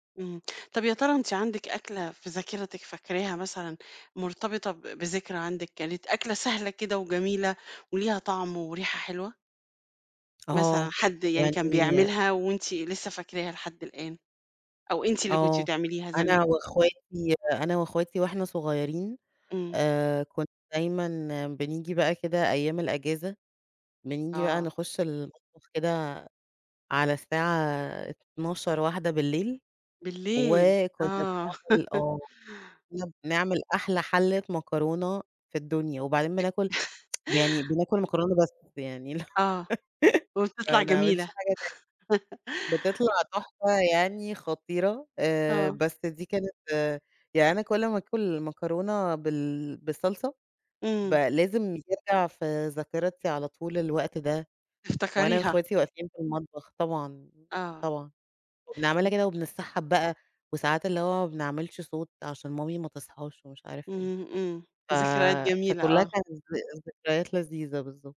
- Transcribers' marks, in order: tapping; chuckle; tsk; chuckle; chuckle; other noise
- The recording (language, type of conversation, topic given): Arabic, podcast, إزاي بتحوّل مكونات بسيطة لوجبة لذيذة؟